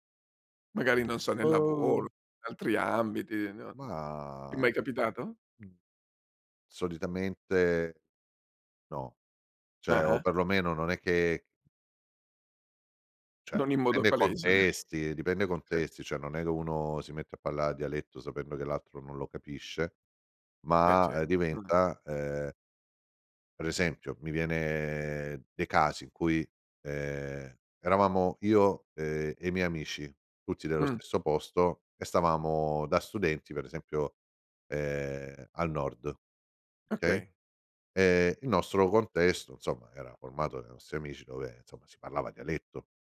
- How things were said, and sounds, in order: tapping; other background noise; put-on voice: "Où!"; drawn out: "Mah"; "cioè" said as "ceh"; "Cioè" said as "ceh"; chuckle; "che" said as "ghe"; "parlare" said as "pallà"; unintelligible speech; "insomma" said as "nzomma"; "insomma" said as "inzomma"
- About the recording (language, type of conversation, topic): Italian, podcast, Che ruolo ha il dialetto nella tua identità?